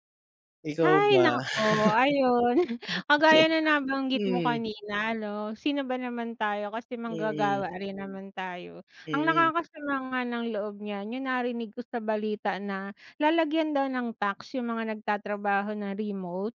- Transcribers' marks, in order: chuckle; laugh
- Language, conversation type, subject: Filipino, unstructured, Paano mo nakikita ang epekto ng pagtaas ng presyo sa araw-araw na buhay?